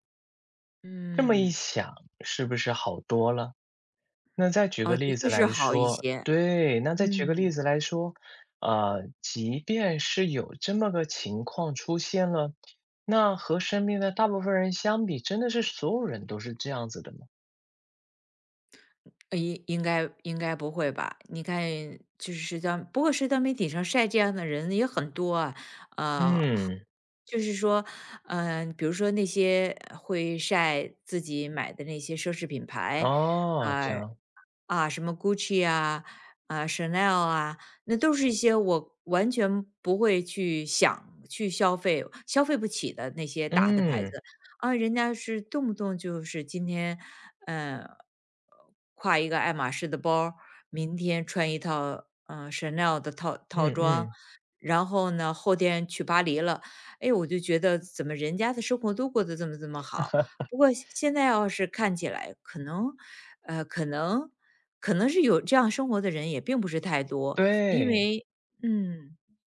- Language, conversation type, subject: Chinese, advice, 社交媒体上频繁看到他人炫耀奢华生活时，为什么容易让人产生攀比心理？
- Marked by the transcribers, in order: other background noise; laugh